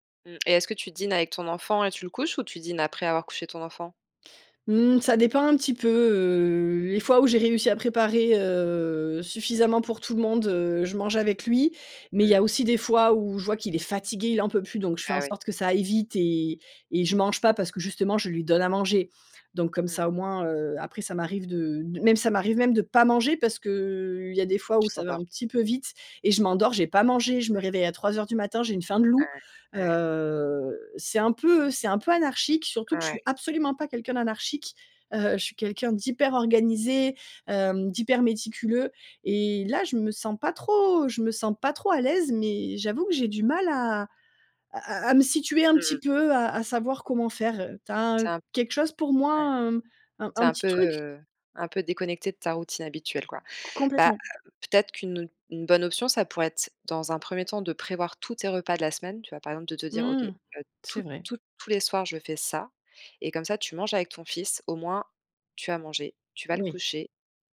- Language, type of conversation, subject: French, advice, Pourquoi ai-je du mal à instaurer une routine de sommeil régulière ?
- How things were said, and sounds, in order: stressed: "pas"; other background noise